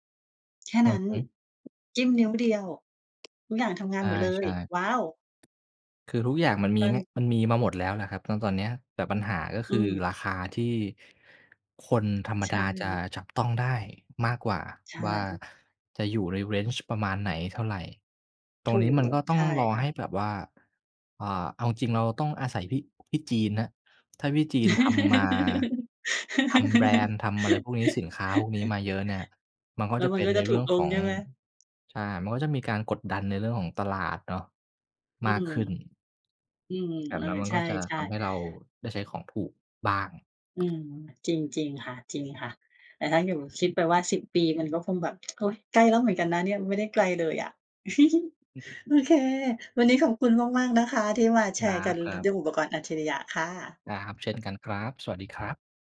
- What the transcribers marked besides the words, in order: tapping; in English: "Range"; laugh; giggle
- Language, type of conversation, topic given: Thai, unstructured, อุปกรณ์อัจฉริยะช่วยให้ชีวิตประจำวันของคุณง่ายขึ้นไหม?